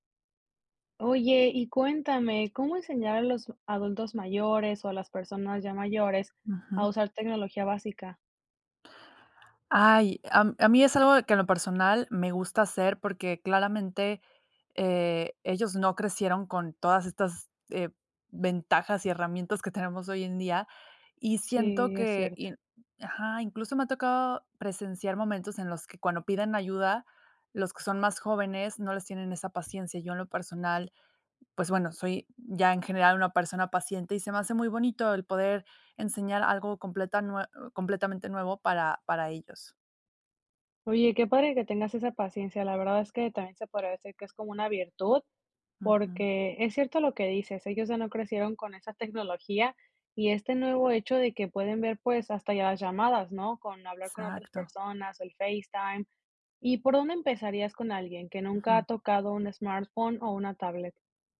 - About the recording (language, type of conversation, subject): Spanish, podcast, ¿Cómo enseñar a los mayores a usar tecnología básica?
- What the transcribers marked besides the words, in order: none